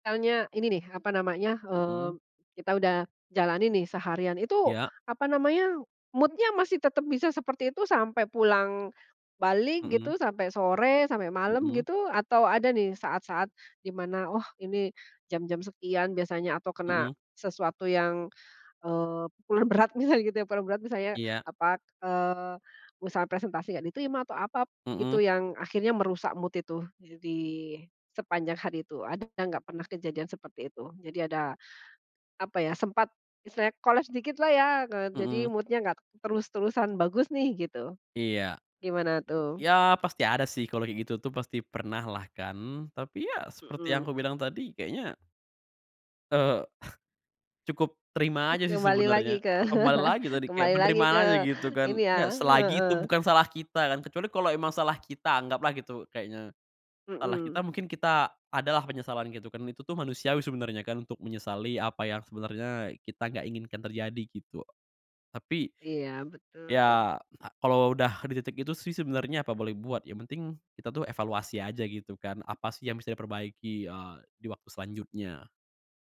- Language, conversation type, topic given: Indonesian, podcast, Bagaimana rutinitas pagimu untuk menjaga kebugaran dan suasana hati sepanjang hari?
- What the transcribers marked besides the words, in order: in English: "mood-nya"; laughing while speaking: "pul berat misalnya gitu ya"; tapping; in English: "mood"; in English: "mood-nya"; other background noise; chuckle; chuckle